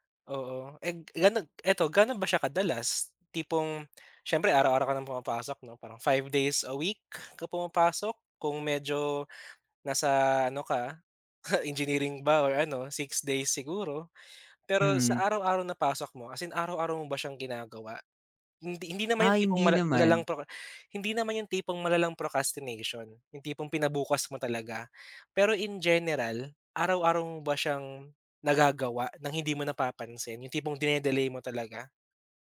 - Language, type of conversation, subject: Filipino, advice, Bakit lagi mong ipinagpapaliban ang mga gawain sa trabaho o mga takdang-aralin, at ano ang kadalasang pumipigil sa iyo na simulan ang mga ito?
- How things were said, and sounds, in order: scoff; other background noise